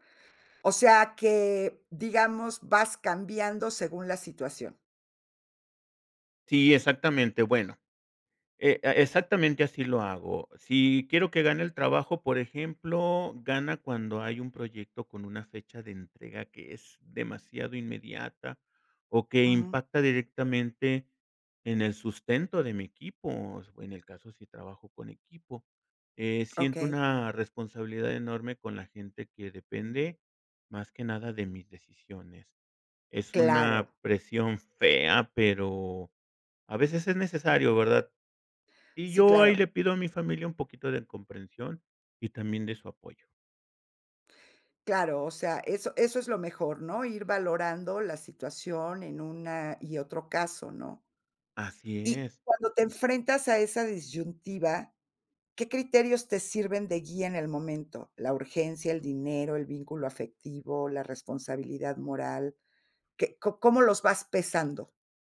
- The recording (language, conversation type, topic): Spanish, podcast, ¿Qué te lleva a priorizar a tu familia sobre el trabajo, o al revés?
- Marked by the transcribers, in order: none